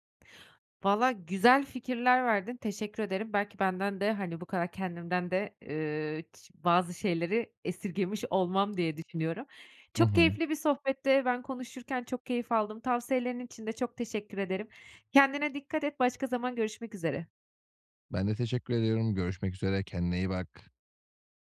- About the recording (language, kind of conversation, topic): Turkish, advice, Trendlere kapılmadan ve başkalarıyla kendimi kıyaslamadan nasıl daha az harcama yapabilirim?
- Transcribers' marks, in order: other background noise